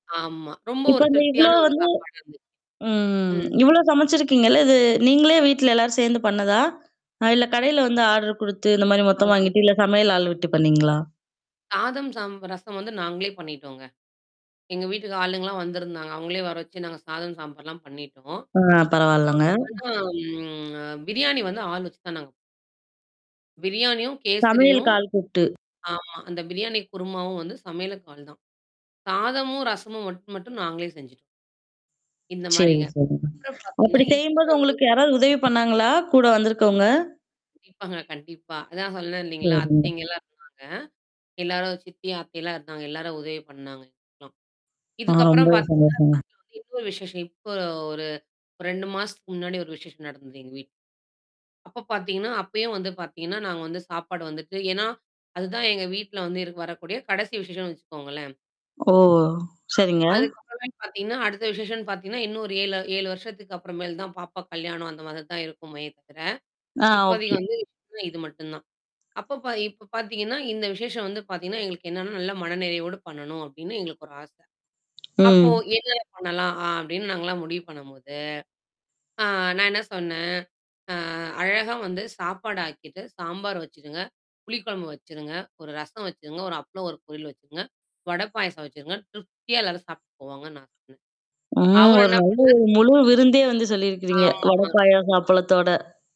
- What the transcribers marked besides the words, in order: distorted speech; mechanical hum; drawn out: "ம்"; other background noise; other noise; lip smack; static; laughing while speaking: "கண்டிப்பாங்க, கண்டிப்பா"; tapping
- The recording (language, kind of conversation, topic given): Tamil, podcast, பெரிய விருந்துக்கான உணவுப் பட்டியலை நீங்கள் எப்படி திட்டமிடுகிறீர்கள்?